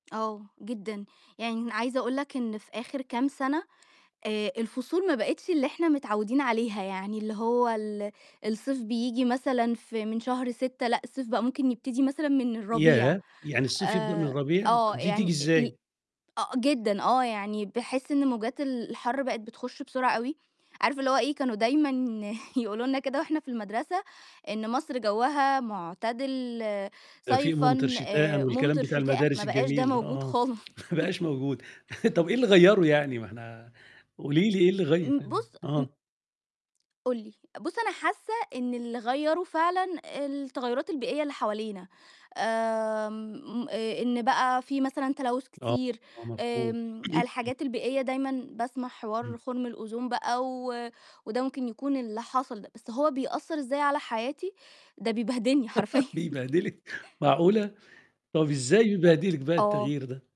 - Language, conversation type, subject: Arabic, podcast, احكيلي عن تغيّر المناخ وإزاي بقى مأثّر على حياتنا اليومية؟
- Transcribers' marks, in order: tapping; chuckle; chuckle; laughing while speaking: "خالص"; chuckle; throat clearing; laughing while speaking: "حرفيًا"; laugh; chuckle